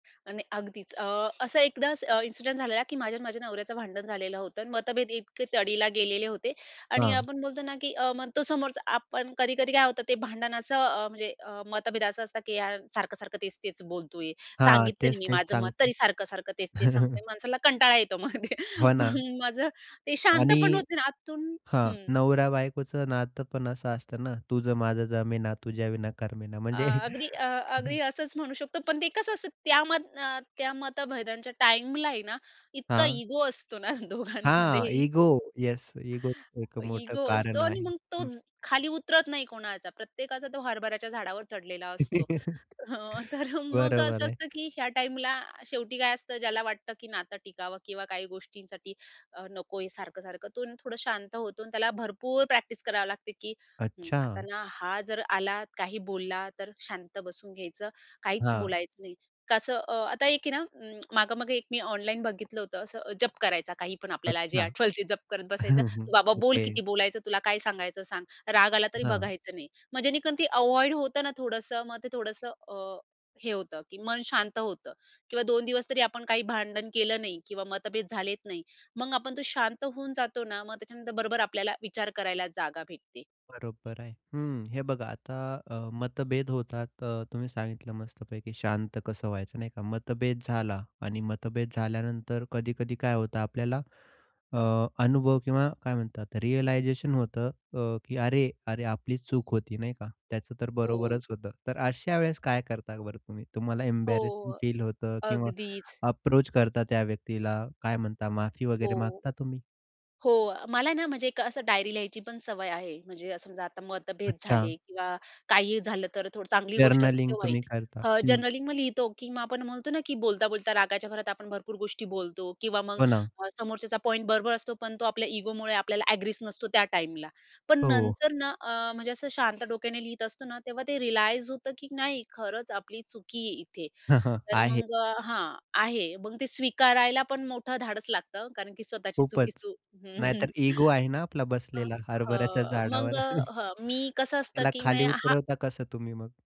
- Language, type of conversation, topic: Marathi, podcast, मतभेदांच्या वेळी तुम्ही शांत कसे राहता?
- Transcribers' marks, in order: tapping; chuckle; other background noise; chuckle; chuckle; laughing while speaking: "दोघांमध्येही"; chuckle; tsk; in English: "रिअलायझेशन"; in English: "एम्बॅरसिंग"; in English: "अप्रोच"; in English: "जर्नलिंग"; in English: "जनरली"; chuckle; in English: "रिअलाइज"; chuckle